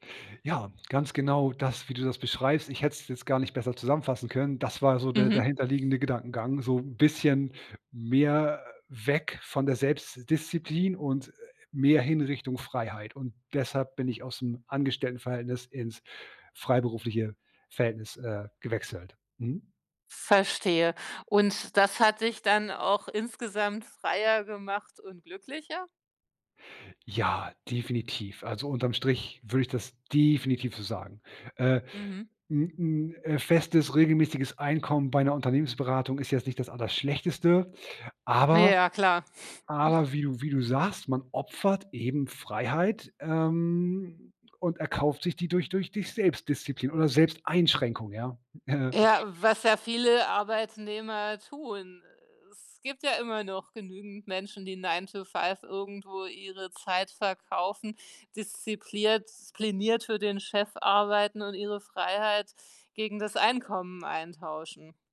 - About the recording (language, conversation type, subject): German, podcast, Wie findest du die Balance zwischen Disziplin und Freiheit?
- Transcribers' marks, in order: stressed: "definitiv"; scoff; laughing while speaking: "Äh"